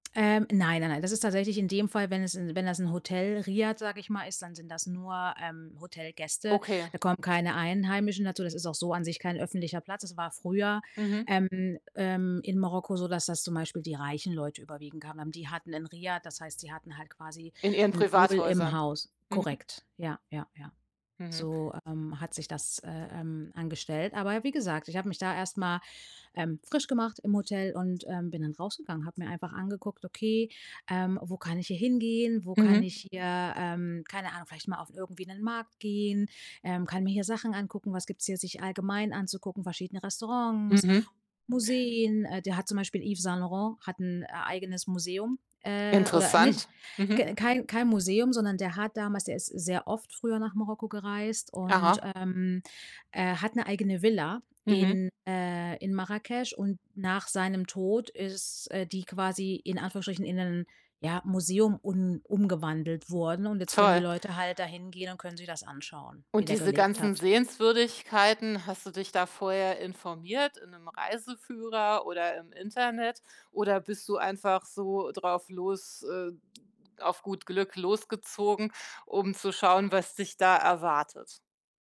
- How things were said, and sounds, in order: other background noise
- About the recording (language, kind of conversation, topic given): German, podcast, Wie hat eine Reise deine Sicht auf das Leben nachhaltig verändert?